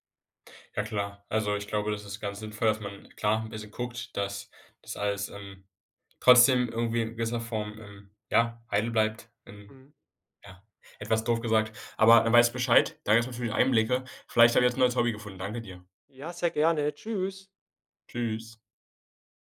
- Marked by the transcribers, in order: none
- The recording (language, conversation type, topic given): German, podcast, Was kann uns ein Garten über Verantwortung beibringen?